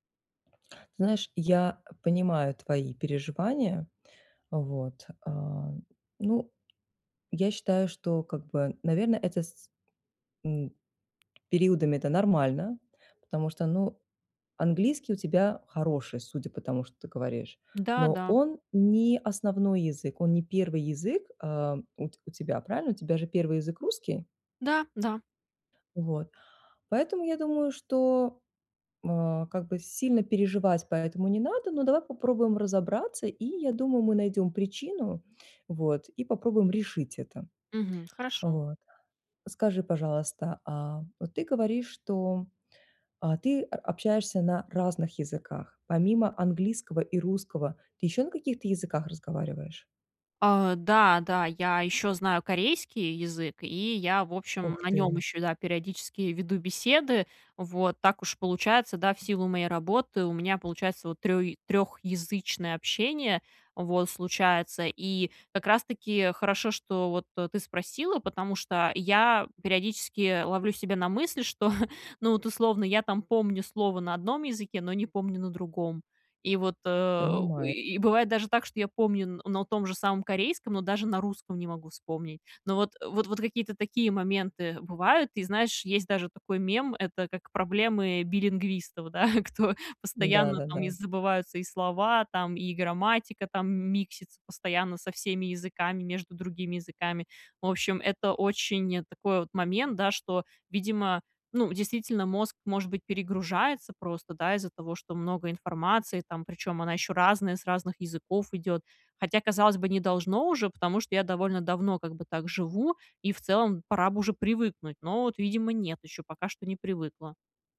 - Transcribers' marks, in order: tapping; chuckle; chuckle; other background noise
- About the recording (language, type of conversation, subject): Russian, advice, Как справиться с языковым барьером во время поездок и общения?